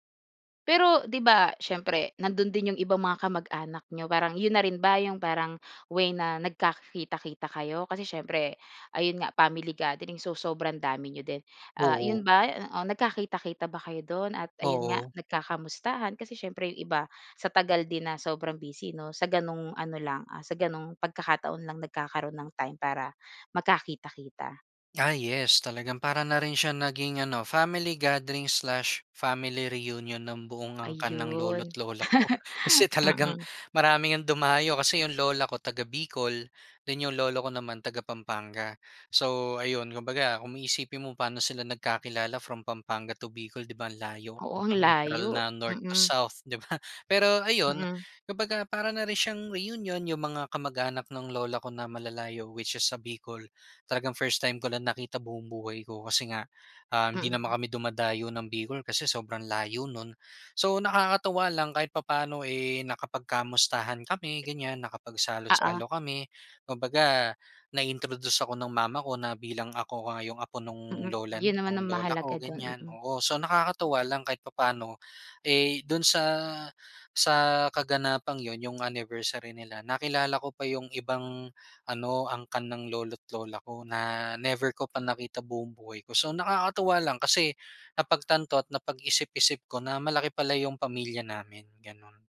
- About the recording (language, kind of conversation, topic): Filipino, podcast, Ano ang pinaka-hindi mo malilimutang pagtitipon ng pamilya o reunion?
- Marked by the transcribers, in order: gasp; gasp; "family" said as "pamily"; gasp; gasp; in English: "family gathering slash family reunion"; chuckle; laughing while speaking: "ko. Kasi talagang"; chuckle; gasp; gasp; gasp; gasp; gasp; gasp